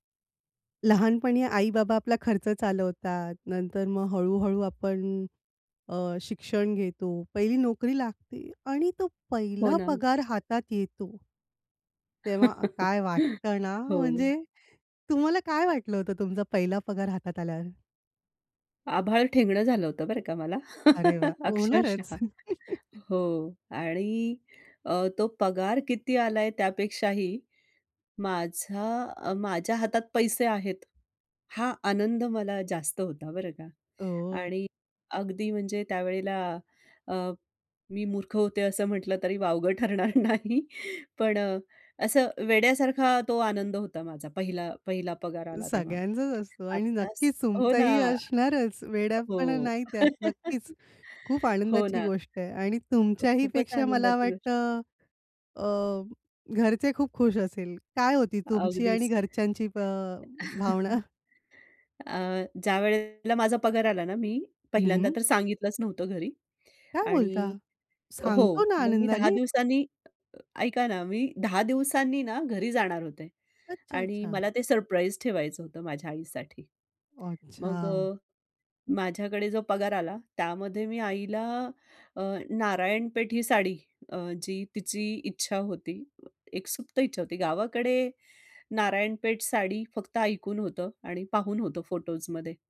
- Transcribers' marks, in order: other background noise; laugh; laugh; chuckle; drawn out: "ओह!"; laughing while speaking: "वावगं ठरणार नाही"; laugh; chuckle; chuckle; tapping
- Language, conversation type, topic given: Marathi, podcast, पहिला पगार हातात आला तेव्हा तुम्हाला कसं वाटलं?